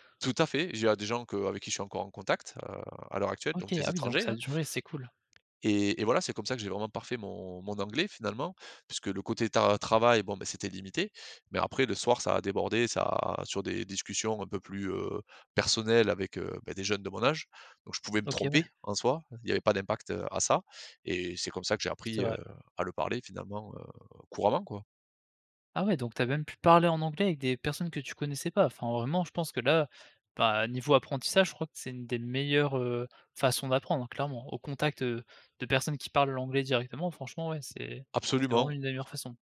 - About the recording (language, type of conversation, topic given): French, podcast, Quel est ton meilleur souvenir de voyage ?
- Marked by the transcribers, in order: stressed: "personnelles"; stressed: "tromper"; stressed: "parler"